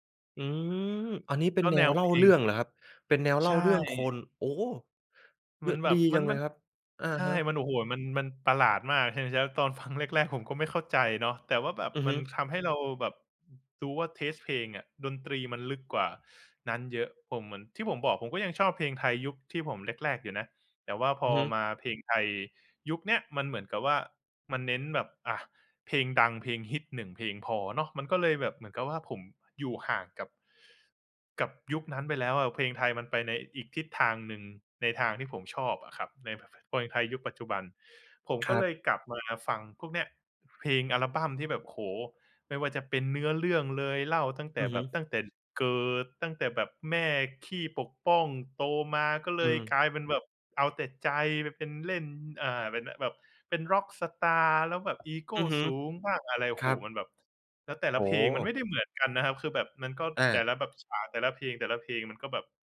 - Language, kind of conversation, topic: Thai, podcast, เพลงที่คุณชอบเปลี่ยนไปอย่างไรบ้าง?
- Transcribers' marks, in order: in English: "เทสต์"